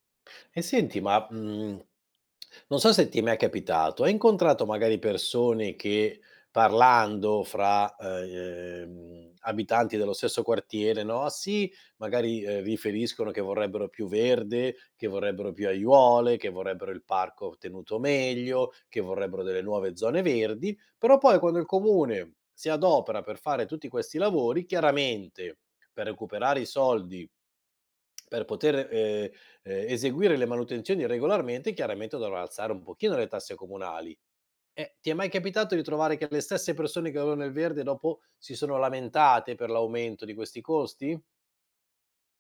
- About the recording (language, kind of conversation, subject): Italian, podcast, Quali iniziative locali aiutano a proteggere il verde in città?
- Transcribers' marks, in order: none